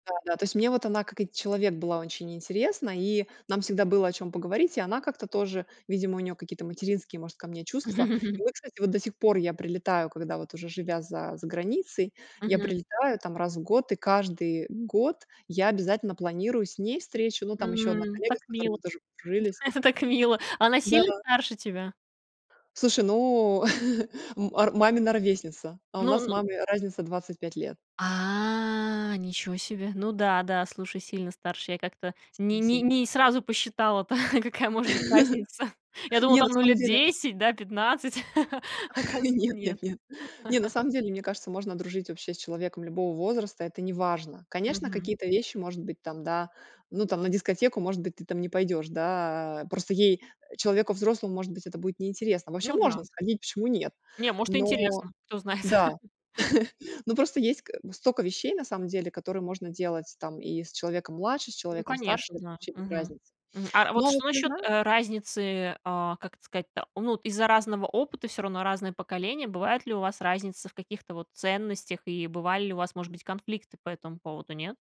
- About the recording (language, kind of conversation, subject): Russian, podcast, Как найти друзей после переезда или начала учёбы?
- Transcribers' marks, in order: chuckle; chuckle; chuckle; chuckle; laughing while speaking: "какая может быть разница"; laugh; laugh; laughing while speaking: "оказывается, нет"; laugh; chuckle; laugh